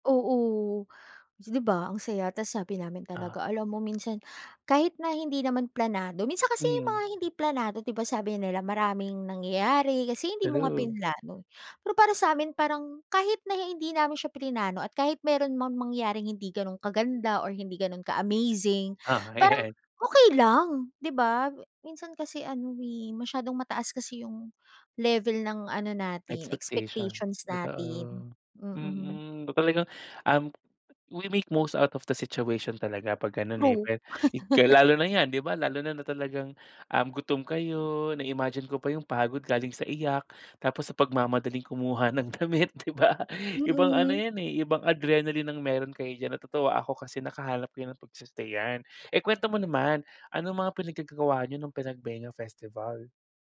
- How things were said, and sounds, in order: laughing while speaking: "Ayan"; other noise; in English: "we make most out of the situation"; laughing while speaking: "ng damit, 'di ba?"
- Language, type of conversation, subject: Filipino, podcast, May nakakatawang aberya ka ba sa biyahe na gusto mong ikuwento?